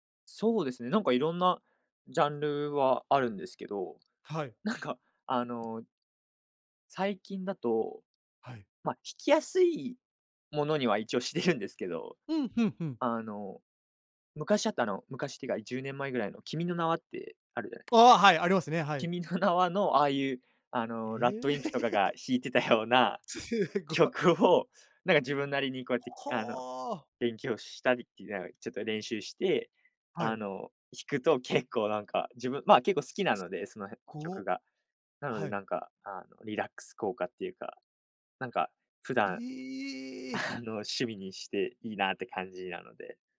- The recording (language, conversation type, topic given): Japanese, podcast, 最近ハマっている趣味は何ですか？
- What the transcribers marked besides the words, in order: tapping; laugh; laughing while speaking: "すごい"